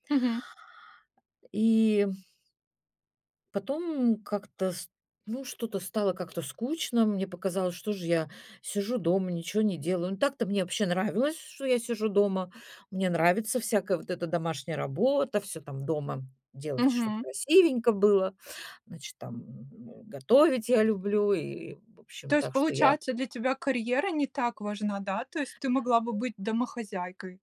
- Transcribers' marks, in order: tapping
- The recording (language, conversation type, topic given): Russian, podcast, Как ты понял, чем хочешь заниматься в жизни?